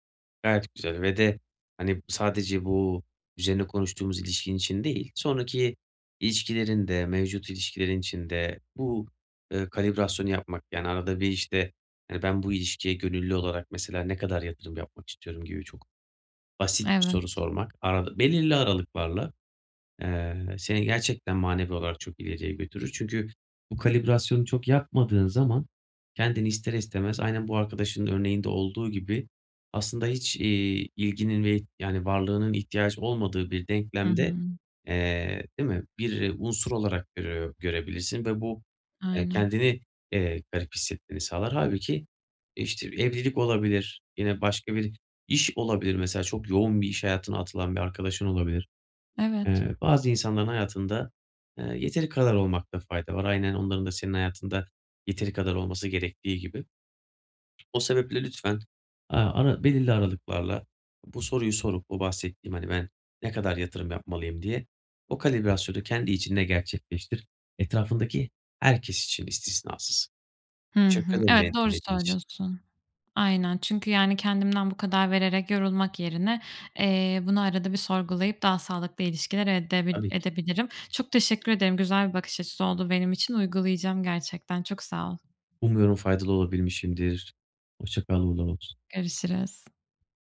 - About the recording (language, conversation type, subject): Turkish, advice, Arkadaşlıkta çabanın tek taraflı kalması seni neden bu kadar yoruyor?
- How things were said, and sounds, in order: other background noise; stressed: "iş"; unintelligible speech